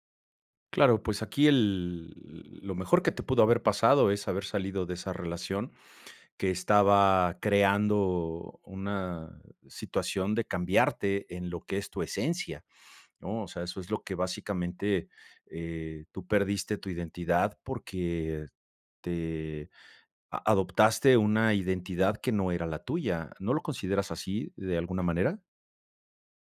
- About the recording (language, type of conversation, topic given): Spanish, advice, ¿Cómo te has sentido al notar que has perdido tu identidad después de una ruptura o al iniciar una nueva relación?
- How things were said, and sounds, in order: drawn out: "el"